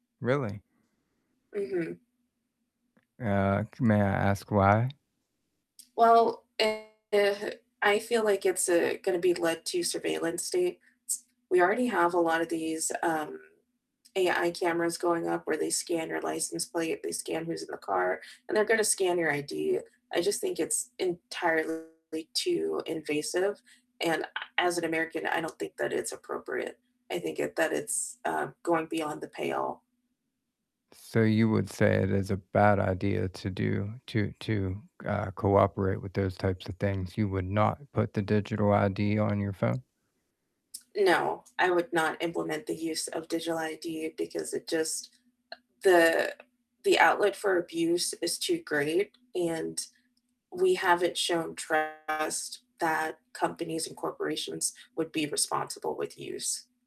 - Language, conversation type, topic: English, unstructured, How do you feel about the amount of personal data companies collect?
- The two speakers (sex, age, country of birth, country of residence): female, 35-39, United States, United States; male, 45-49, United States, United States
- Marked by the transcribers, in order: tapping; static; distorted speech; stressed: "not"